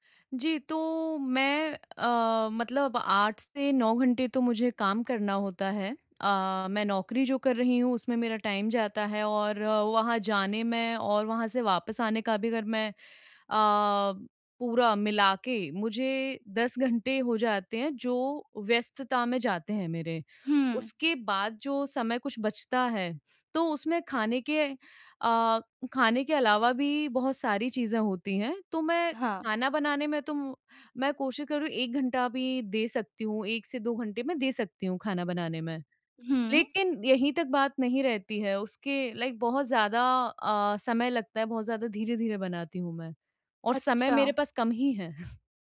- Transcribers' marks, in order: tapping; in English: "टाइम"; other noise; in English: "लाइक"; chuckle
- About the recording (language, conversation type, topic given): Hindi, advice, कम समय में स्वस्थ भोजन कैसे तैयार करें?